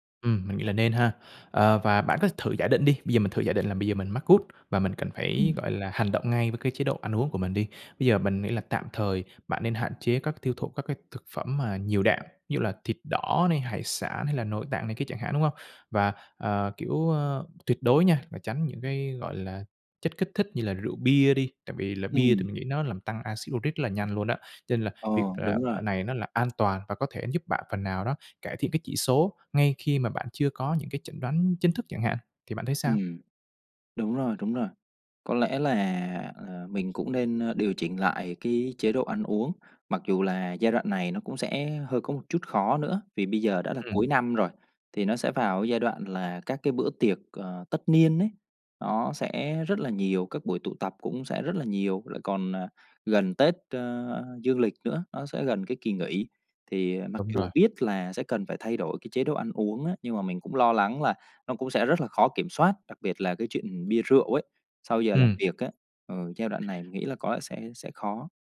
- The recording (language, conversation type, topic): Vietnamese, advice, Kết quả xét nghiệm sức khỏe không rõ ràng khiến bạn lo lắng như thế nào?
- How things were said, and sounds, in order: tapping; other background noise